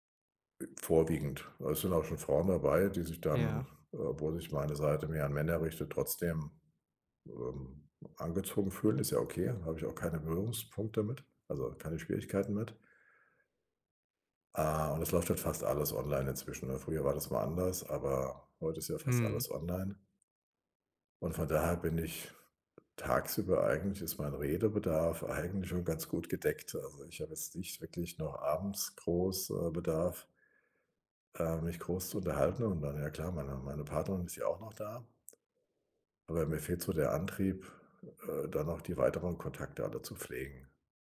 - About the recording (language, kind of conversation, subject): German, advice, Wie kann ich mit Einsamkeit trotz Arbeit und Alltag besser umgehen?
- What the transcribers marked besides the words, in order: other background noise